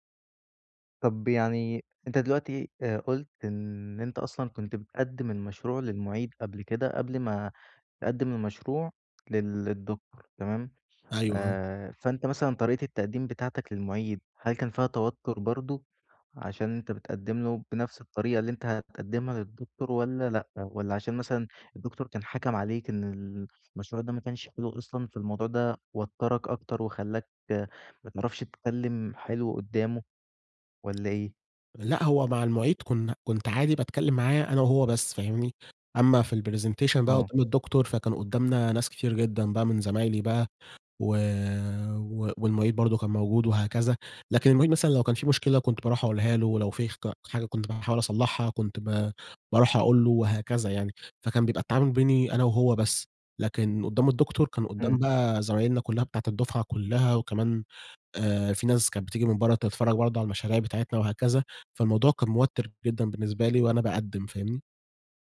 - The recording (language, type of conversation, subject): Arabic, advice, إزاي أتغلب على الخوف من الكلام قدام الناس في اجتماع أو قدام جمهور؟
- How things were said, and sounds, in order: tapping; in English: "الpresentation"